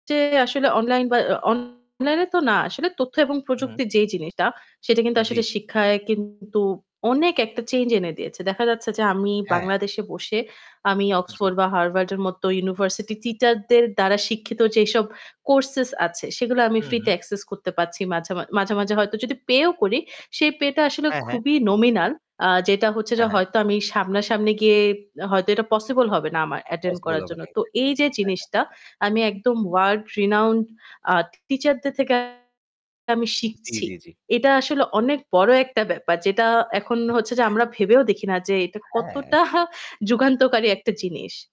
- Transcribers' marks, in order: static; distorted speech; in English: "nominal"; in English: "world renowned"; other background noise; chuckle
- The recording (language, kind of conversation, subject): Bengali, unstructured, শিক্ষায় প্রযুক্তির ব্যবহার কি ভালো ফল দেয়?